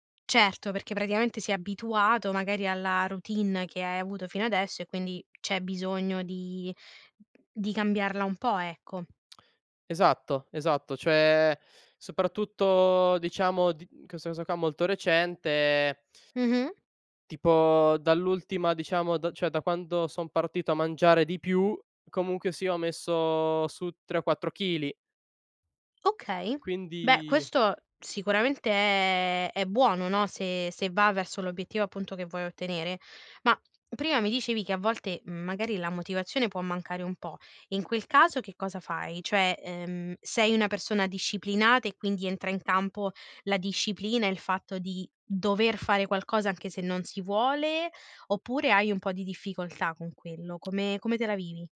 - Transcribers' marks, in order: other background noise; tapping
- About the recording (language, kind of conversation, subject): Italian, podcast, Come mantieni la motivazione nel lungo periodo?
- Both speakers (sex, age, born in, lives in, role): female, 25-29, Italy, Italy, host; male, 20-24, Italy, Italy, guest